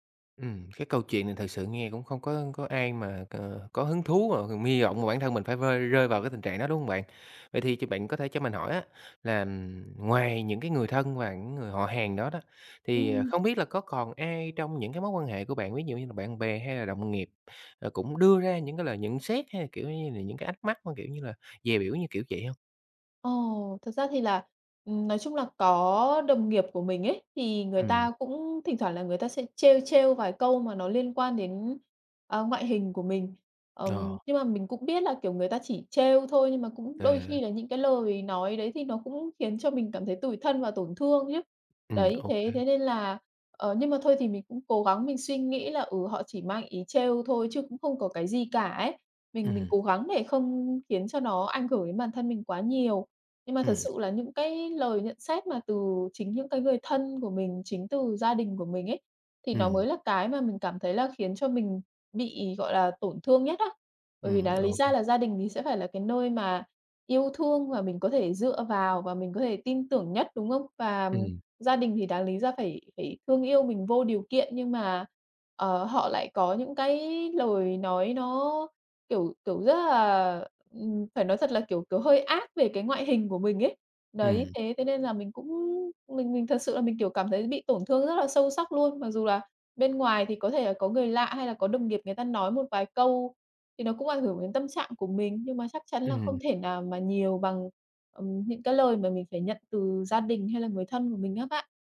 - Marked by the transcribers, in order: tapping; other background noise
- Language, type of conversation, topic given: Vietnamese, advice, Làm sao để bớt khó chịu khi bị chê về ngoại hình hoặc phong cách?